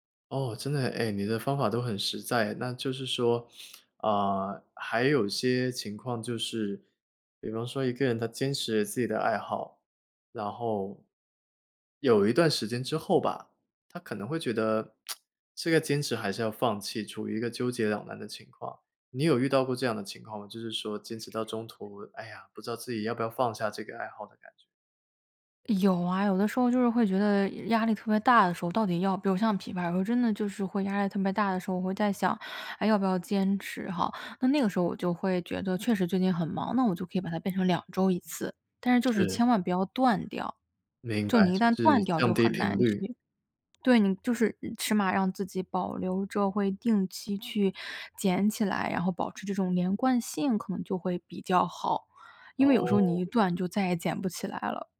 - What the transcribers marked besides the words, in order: sniff; tsk; other background noise
- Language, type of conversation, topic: Chinese, podcast, 你平常有哪些能让你开心的小爱好？